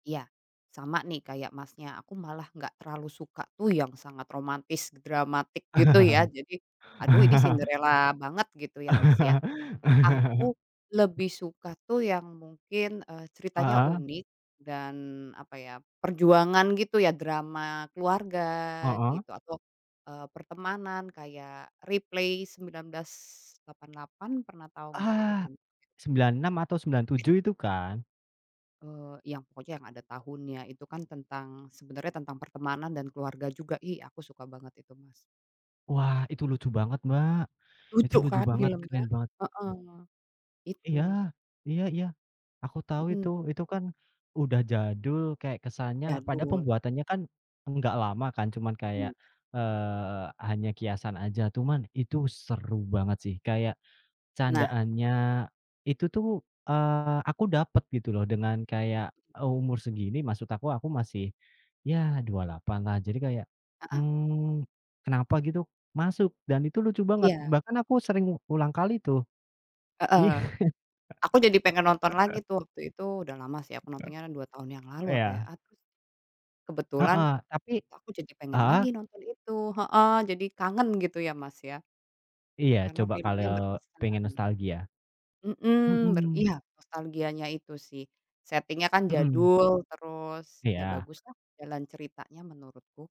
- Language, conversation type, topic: Indonesian, unstructured, Apa film favorit yang pernah kamu tonton, dan kenapa?
- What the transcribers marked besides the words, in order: tapping; chuckle; chuckle; other background noise; laughing while speaking: "Iya"; laugh; "kalau" said as "kaleo"